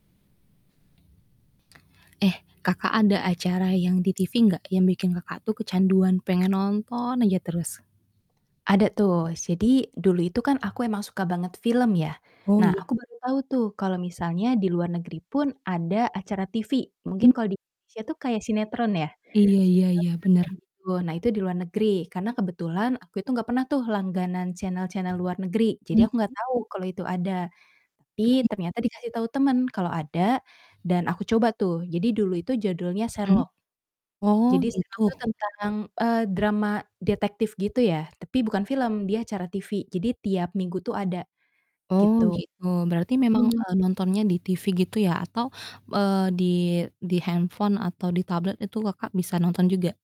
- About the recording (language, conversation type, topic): Indonesian, podcast, Acara televisi apa yang bikin kamu kecanduan?
- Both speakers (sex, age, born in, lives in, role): female, 25-29, Indonesia, Indonesia, guest; female, 25-29, Indonesia, Indonesia, host
- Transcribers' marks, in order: static; other background noise; tapping; distorted speech